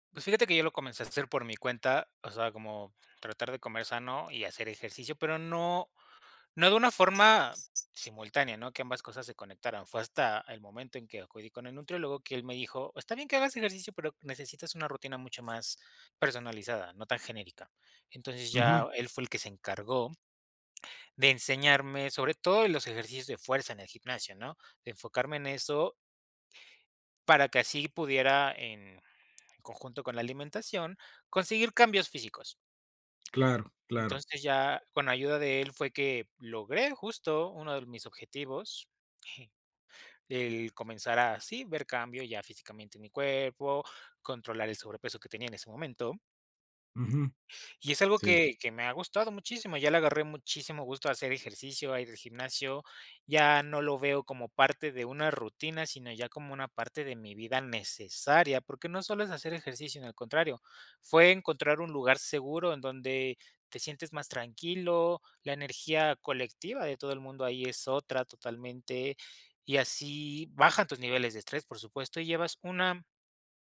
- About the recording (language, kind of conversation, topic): Spanish, podcast, ¿Cómo organizas tus comidas para comer sano entre semana?
- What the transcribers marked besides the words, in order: other background noise; chuckle